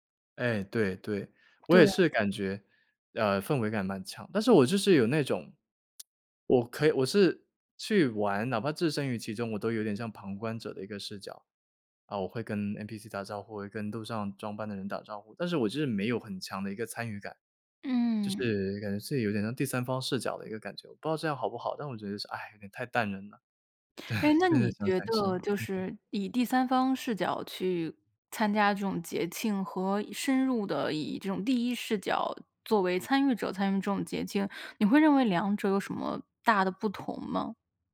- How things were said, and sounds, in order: other background noise; lip smack; laughing while speaking: "对"
- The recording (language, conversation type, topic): Chinese, podcast, 有没有哪次当地节庆让你特别印象深刻？